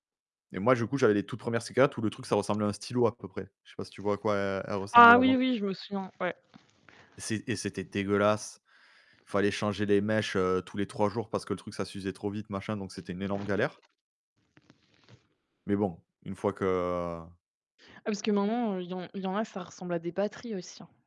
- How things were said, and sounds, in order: other background noise; static; tapping
- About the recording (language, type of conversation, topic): French, unstructured, Entre le thé et le café, lequel vous accompagne le mieux pour commencer la journée ?